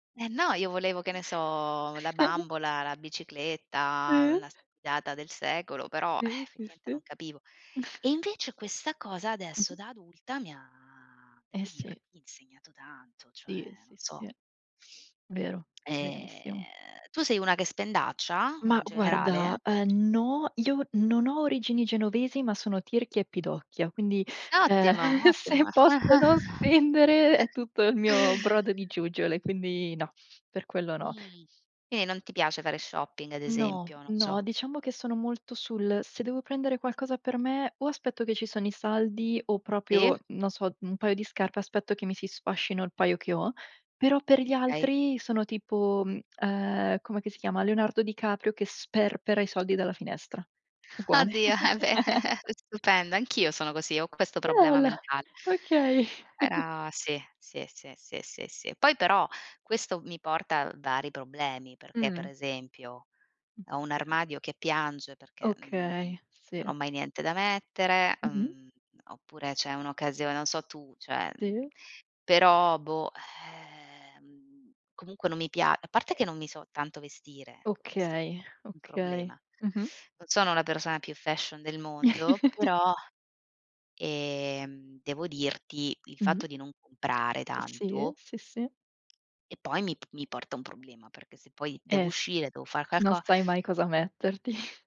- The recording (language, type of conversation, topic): Italian, unstructured, Perché molte persone trovano difficile risparmiare denaro?
- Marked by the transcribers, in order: chuckle; chuckle; drawn out: "ha"; tapping; tsk; laughing while speaking: "se posso non spendere"; other background noise; chuckle; "Quindi" said as "ini"; "proprio" said as "propio"; laughing while speaking: "eh beh"; chuckle; laugh; laughing while speaking: "okay"; chuckle; "Sì" said as "Tì"; chuckle; chuckle